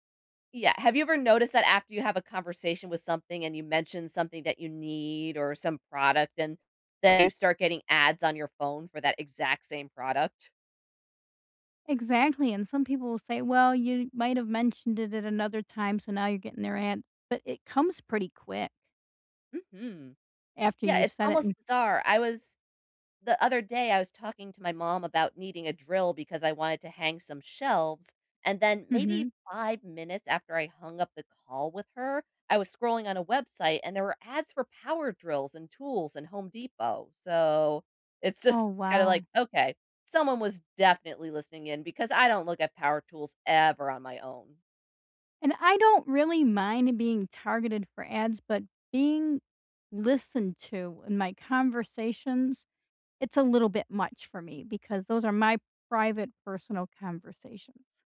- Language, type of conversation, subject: English, unstructured, Should I be worried about companies selling my data to advertisers?
- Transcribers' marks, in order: other background noise; stressed: "ever"; tapping